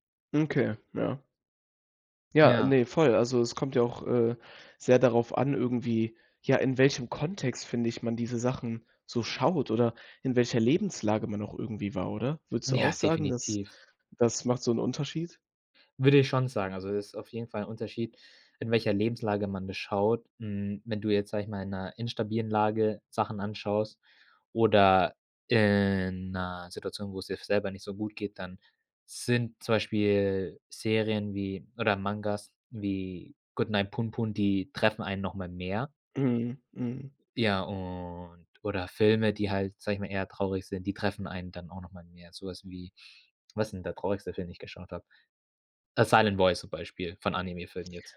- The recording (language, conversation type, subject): German, podcast, Welche Filme schaust du dir heute noch aus nostalgischen Gründen an?
- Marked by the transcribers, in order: drawn out: "in"; drawn out: "und"